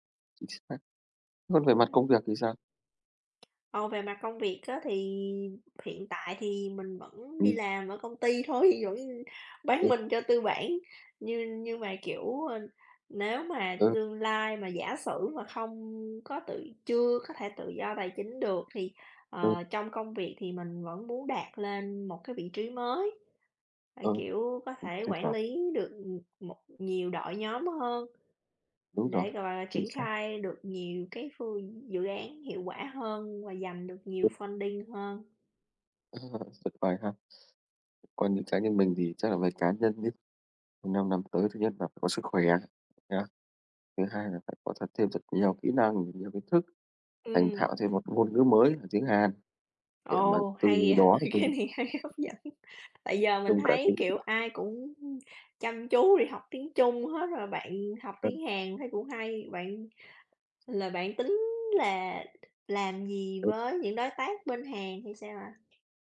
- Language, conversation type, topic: Vietnamese, unstructured, Bạn mong muốn đạt được điều gì trong 5 năm tới?
- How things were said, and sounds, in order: tapping; laughing while speaking: "thôi"; in English: "funding"; laughing while speaking: "vậy! Cái này hay, hấp dẫn"; unintelligible speech; other background noise